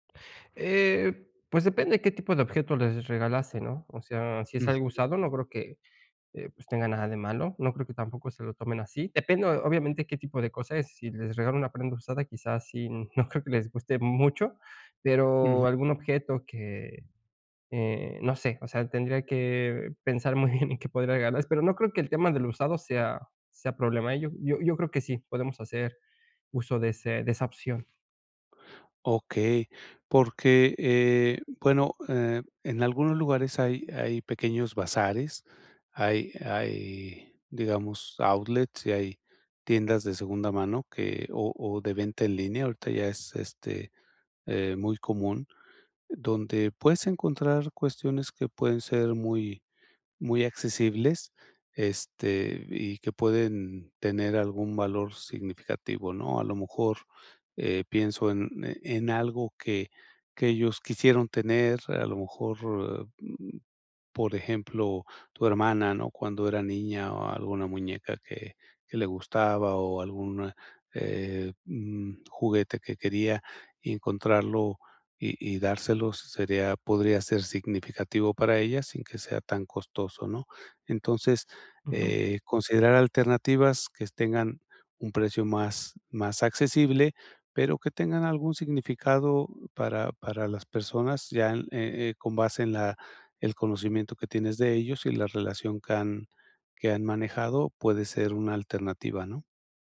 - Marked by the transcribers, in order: tapping
- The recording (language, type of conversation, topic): Spanish, advice, ¿Cómo puedo encontrar ropa y regalos con poco dinero?